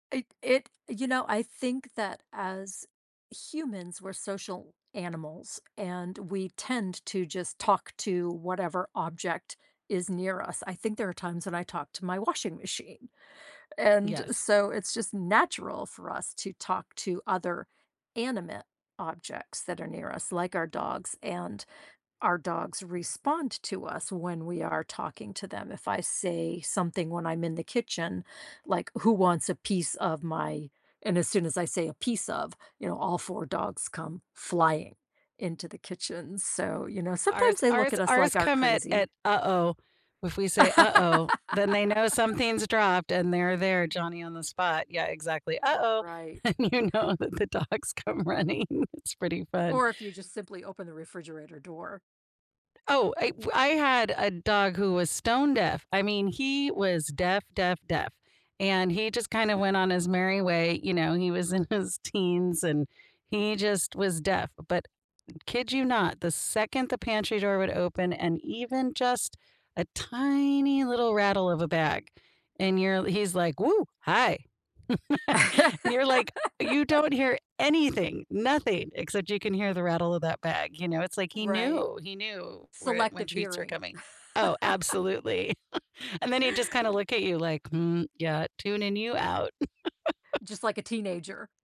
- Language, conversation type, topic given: English, unstructured, How can pets help people feel less lonely?
- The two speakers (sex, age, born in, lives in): female, 50-54, United States, United States; female, 60-64, United States, United States
- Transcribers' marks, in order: tapping; laugh; other background noise; laughing while speaking: "And you know that the dogs come running"; laughing while speaking: "his teens"; chuckle; laugh; laugh; chuckle; laugh